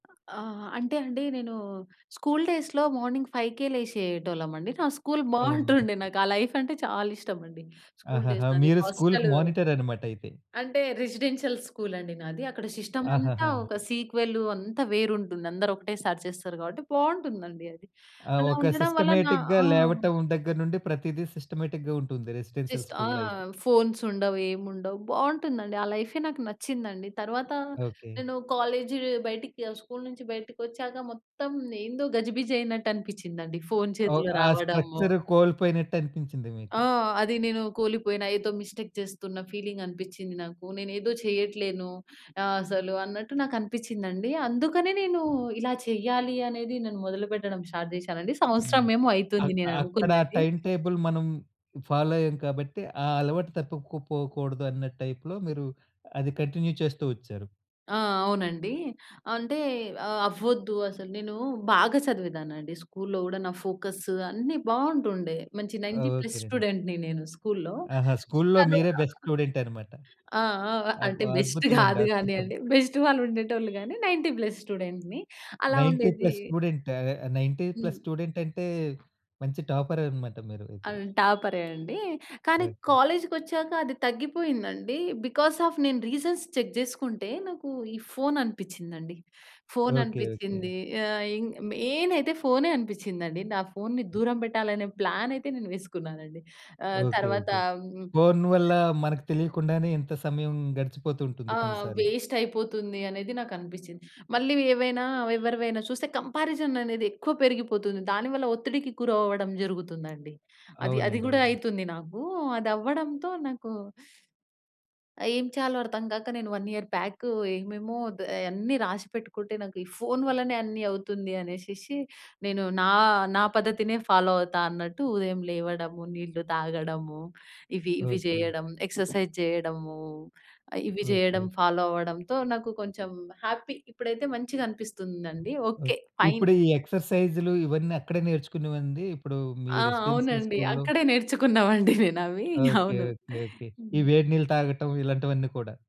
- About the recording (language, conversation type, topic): Telugu, podcast, ఉదయం సమయాన్ని మెరుగ్గా ఉపయోగించుకోవడానికి మీకు ఉపయోగపడిన చిట్కాలు ఏమిటి?
- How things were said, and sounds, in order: in English: "స్కూల్ డేస్‌లో మార్నింగ్ ఫైవ్‌కే"; in English: "స్కూల్"; in English: "లైఫ్"; in English: "స్కూల్ డేస్"; in English: "మానిటర్"; in English: "రెసిడెన్షియల్ స్కూల్"; horn; tapping; in English: "సిస్టమేటిక్‌గా"; in English: "సిస్టమేటిక్‌గా"; in English: "రెసిడెన్షియల్"; in English: "జస్ట్"; in English: "ఫోన్స్"; in English: "కాలేజ్"; in English: "స్కూల్"; other background noise; in English: "స్ట్రక్చర్"; in English: "మిస్టేక్"; in English: "ఫీలింగ్"; in English: "స్టార్ట్"; in English: "టైమ్ టేబుల్"; in English: "ఫాలో"; in English: "టైప్‌లో"; in English: "కంటిన్యూ"; in English: "స్కూల్‌లో"; in English: "ఫోకస్"; in English: "నైన్టీ ప్లస్ స్టూడెంట్‌ని"; in English: "స్కూల్‌లో"; unintelligible speech; in English: "బెస్ట్ స్టూడెంట్"; chuckle; in English: "బెస్ట్"; in English: "బెస్ట్"; in English: "నైన్టీ ప్లస్ స్టూడెంట్స్‌ని"; in English: "నైన్టీ ప్లస్"; in English: "నైన్టీ ప్లస్"; in English: "బికాజ్ ఆఫ్"; in English: "రీజన్స్ చెక్"; in English: "ఇన్ మెయిన్"; in English: "ప్లాన్"; in English: "వేస్ట్"; in English: "కంపారిజన్"; in English: "వన్ ఇయర్ బ్యాక్"; in English: "ఎక్సర్‌సైజ్"; in English: "ఫాలో"; in English: "హ్యాపీ"; in English: "ఫైన్"; in English: "ఎక్సర్‌సైజ్"; in English: "రెసిడెన్షియల్"; laughing while speaking: "అక్కడే నేర్చుకున్నామండి నేనవి. అవును. హ్మ్"